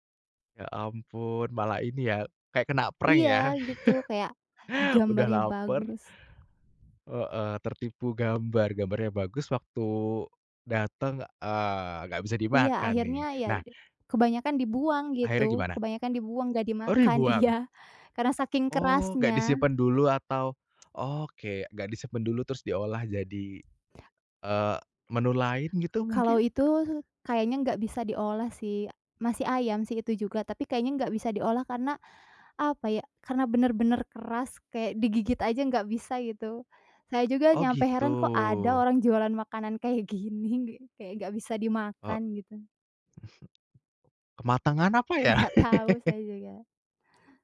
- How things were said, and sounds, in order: laugh; other background noise; laughing while speaking: "iya"; tapping; laughing while speaking: "gini"; laughing while speaking: "Nggak tahu"; laugh
- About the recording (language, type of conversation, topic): Indonesian, podcast, Bagaimana kamu mengolah sisa makanan menjadi hidangan baru?
- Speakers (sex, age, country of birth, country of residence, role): female, 25-29, Indonesia, Indonesia, guest; male, 30-34, Indonesia, Indonesia, host